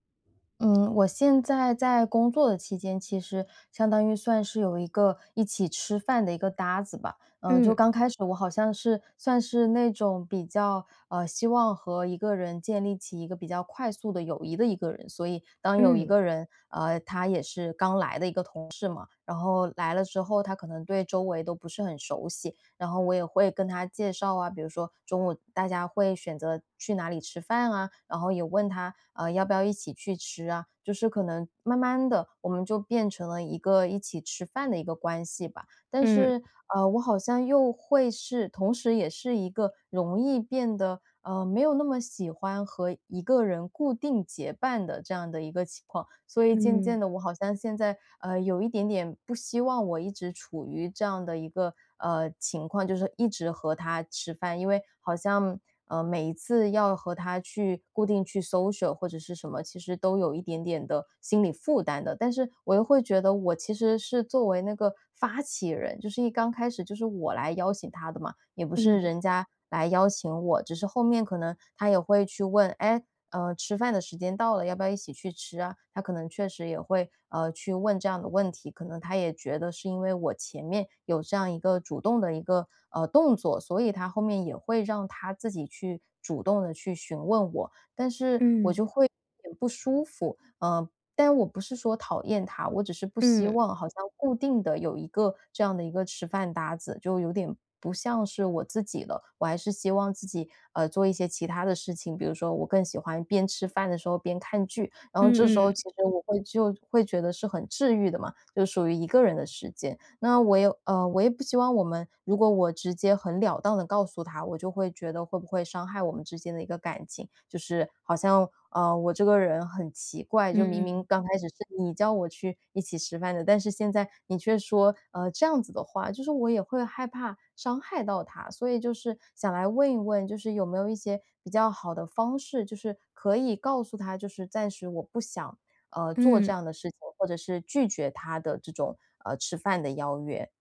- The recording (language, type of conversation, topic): Chinese, advice, 如何在不伤害感情的情况下对朋友说不？
- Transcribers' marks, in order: other background noise; tapping; in English: "social"